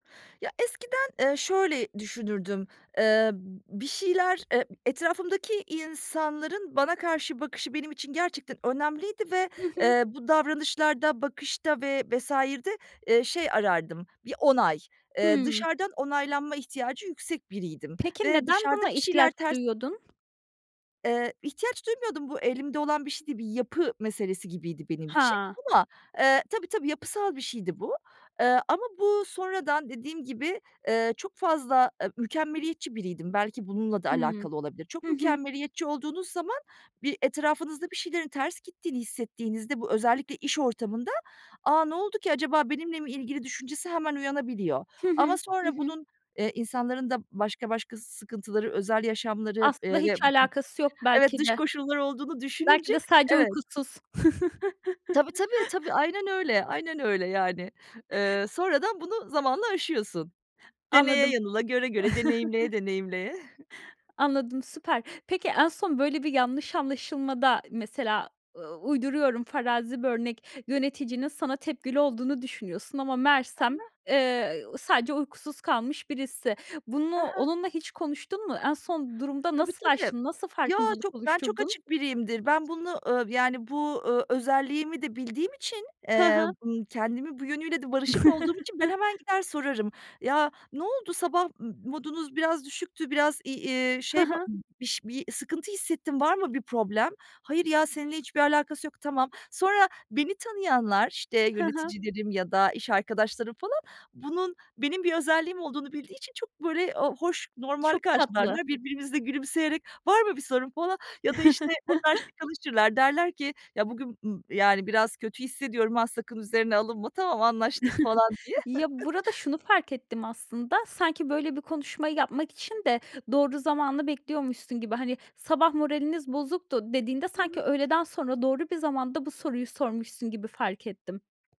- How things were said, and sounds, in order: other background noise; tapping; chuckle; chuckle; unintelligible speech; chuckle; chuckle; chuckle
- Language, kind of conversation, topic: Turkish, podcast, İş yerinde motivasyonun düştüğünde ne yaparsın?